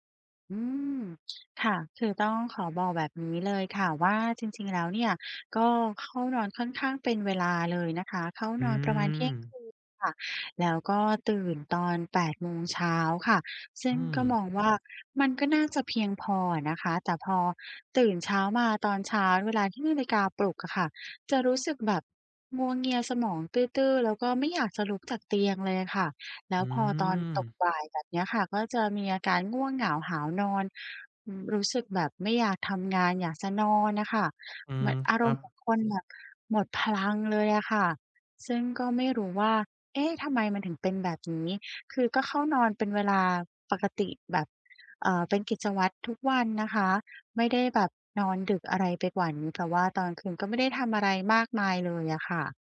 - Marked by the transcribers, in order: tapping
- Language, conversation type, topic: Thai, advice, จะทำอย่างไรให้ตื่นเช้าทุกวันอย่างสดชื่นและไม่ง่วง?